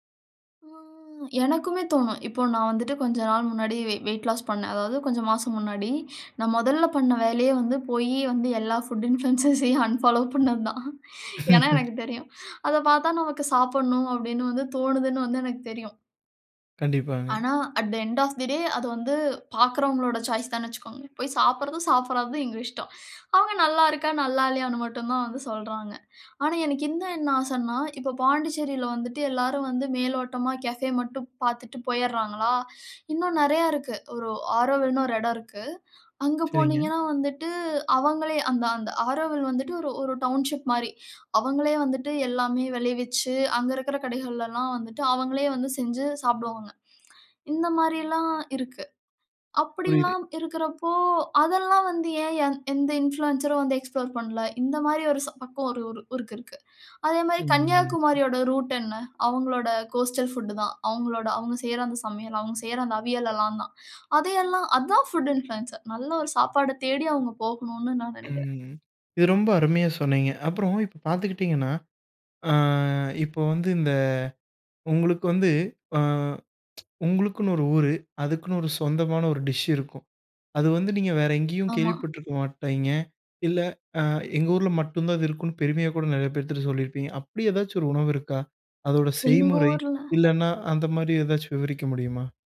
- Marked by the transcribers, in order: drawn out: "ம்"; inhale; laughing while speaking: "ஃபுட் இன்ஃப்ளென்ஸஸையும் அன்ஃபாலோ பண்ணது தான்"; in English: "ஃபுட் இன்ஃப்ளென்ஸஸையும் அன்ஃபாலோ"; inhale; chuckle; other background noise; inhale; in English: "அட் தே எண்ட் ஆஃப் தே டே"; in English: "சாய்ஸ்"; inhale; inhale; in English: "கேஃபே"; inhale; inhale; in English: "டவுன்ஷிப்"; inhale; inhale; in English: "இன்ஃப்ளூயன்ஸ்"; in English: "எக்ஸ்ப்ளோர்"; inhale; other noise; in English: "கோஸ்டல் ஃபுட்"; inhale; in English: "ஃபுட் இன்ஃப்ளூயன்ஸ்‌ஸர்"; drawn out: "அ"; lip smack; in English: "டிஷ்"; tapping; "மாட்டீங்க" said as "மாட்டைங்க"
- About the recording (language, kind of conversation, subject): Tamil, podcast, ஒரு ஊரின் உணவுப் பண்பாடு பற்றி உங்கள் கருத்து என்ன?